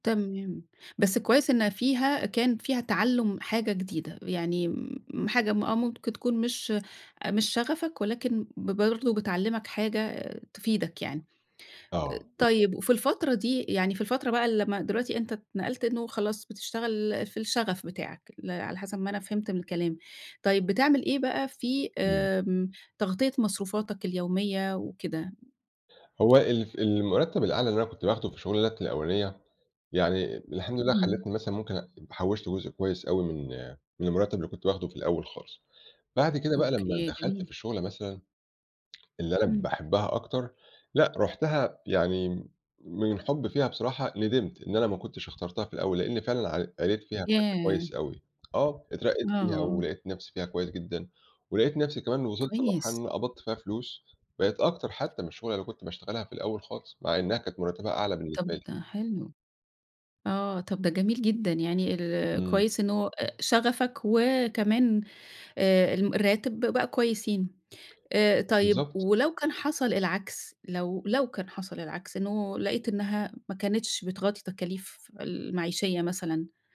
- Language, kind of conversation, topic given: Arabic, podcast, إزاي بتقرر تختار بين شغفك وفرصة بمرتب أعلى؟
- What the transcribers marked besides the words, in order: tapping; other background noise